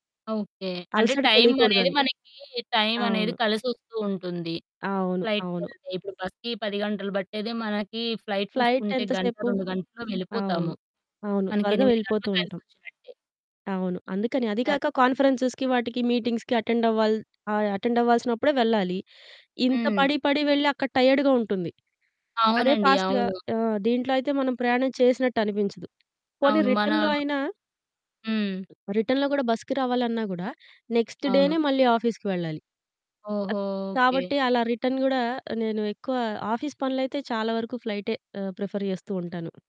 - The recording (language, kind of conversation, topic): Telugu, podcast, ప్రయాణంలో మీ విమానం తప్పిపోయిన అనుభవాన్ని చెప్పగలరా?
- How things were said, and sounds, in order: in English: "ఫ్లైట్‌కి"; distorted speech; in English: "ఫ్లైట్"; in English: "ఫ్లైట్"; static; other noise; in English: "కాన్ఫరెన్సెస్‌కి"; in English: "మీటింగ్స్‌కి అటెండ్"; in English: "అటెండ్"; in English: "టైర్డ్‌గా"; in English: "ఫాస్ట్‌గా"; other background noise; in English: "రిటర్న్‌లో"; in English: "రిటర్న్‌లో"; in English: "నెక్స్ట్ డేనే"; in English: "ఆఫీస్‌కి"; drawn out: "ఓహో!"; in English: "రిటర్న్"; in English: "ఆఫీస్"